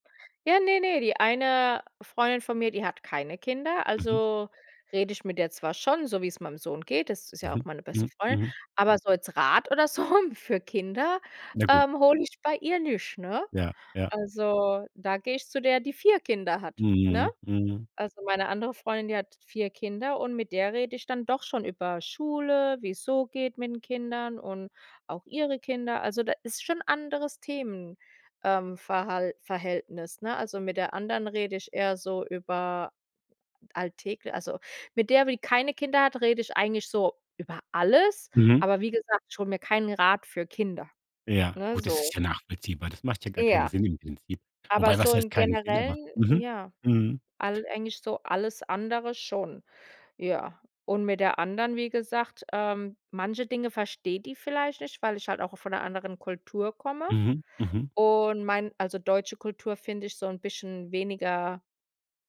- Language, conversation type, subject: German, podcast, Wie findest du Menschen, bei denen du wirklich du selbst sein kannst?
- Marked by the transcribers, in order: other background noise; laughing while speaking: "so"